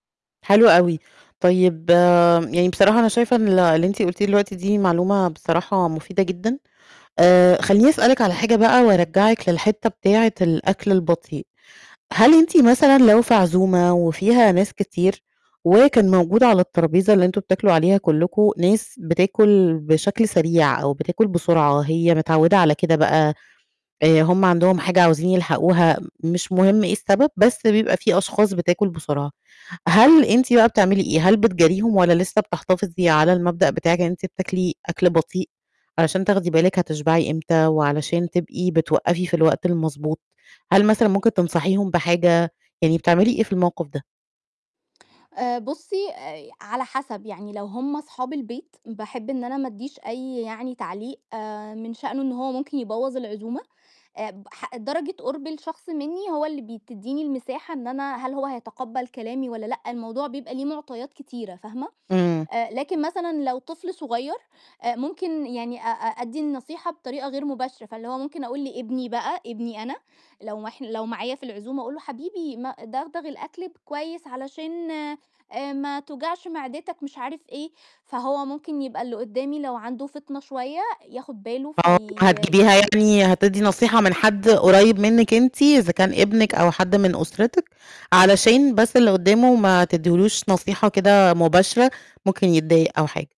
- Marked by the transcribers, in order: tapping; distorted speech
- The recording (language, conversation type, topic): Arabic, podcast, إزاي تدرّب نفسك تاكل على مهلك وتنتبه لإحساس الشبع؟